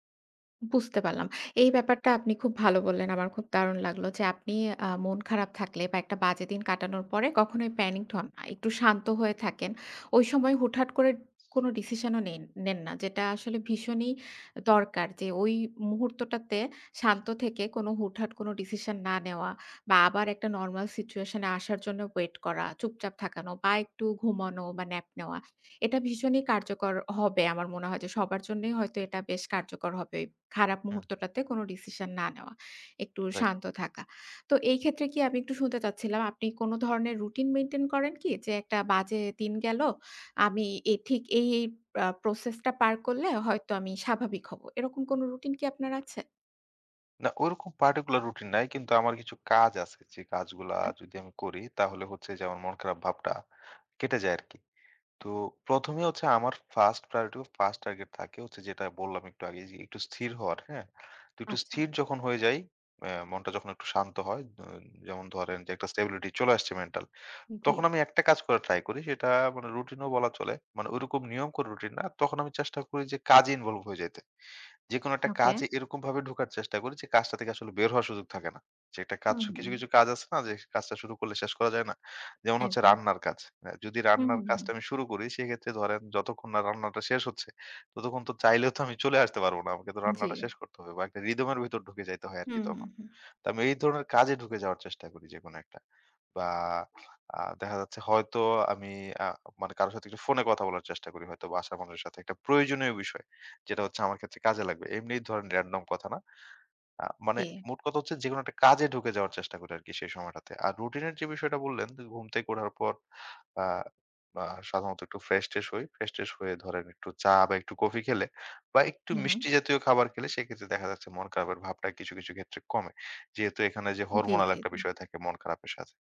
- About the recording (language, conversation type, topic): Bengali, podcast, খারাপ দিনের পর আপনি কীভাবে নিজেকে শান্ত করেন?
- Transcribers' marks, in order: in English: "প্যানিকড"; in English: "পার্টিকুলার"; in English: "স্ট্যাবিলিটি"; in English: "ইনভলভ"; sniff